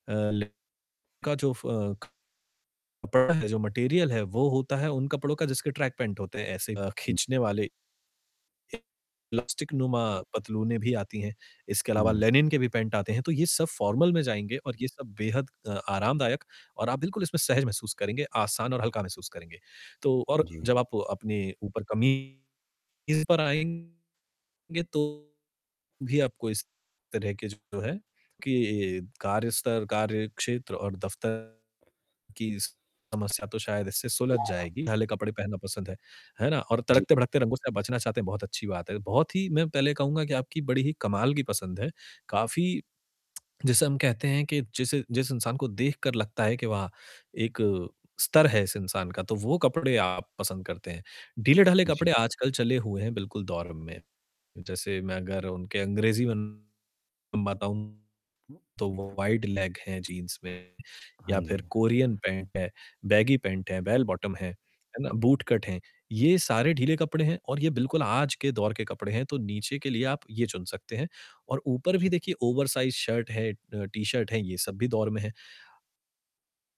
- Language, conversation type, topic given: Hindi, advice, मैं आरामदायक दिखने और अच्छा लगने के लिए सही कपड़ों का आकार और नाप-जोख कैसे चुनूँ?
- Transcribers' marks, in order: distorted speech; in English: "मटेरियल"; static; mechanical hum; in English: "फ़ॉर्मल"; unintelligible speech; tongue click; in English: "वाइड लेग"; tapping; in English: "बैगी पैंट"; in English: "बैल-बॉटम"; in English: "बूट-कट"; in English: "ओवरसाइज़ शर्ट"